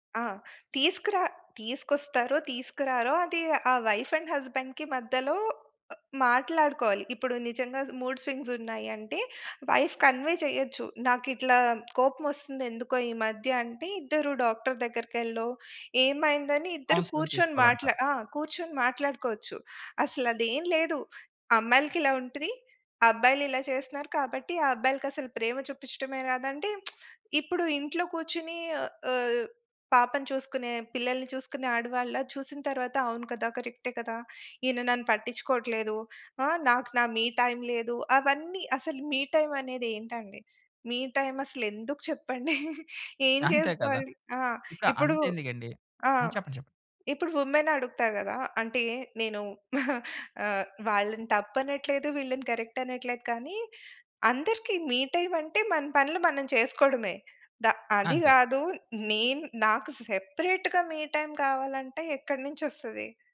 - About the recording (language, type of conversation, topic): Telugu, podcast, ప్రతి తరం ప్రేమను ఎలా వ్యక్తం చేస్తుంది?
- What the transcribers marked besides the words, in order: in English: "వైఫ్ అండ్ హస్బెండ్‌కి"; in English: "మూడ్ స్వింగ్స్"; in English: "వైఫ్ కన్వే"; in English: "కౌన్సెలింగ్"; lip smack; laugh; in English: "వుమెన్"; giggle; in English: "కరెక్ట్"; in English: "సెపరేట్‌గా"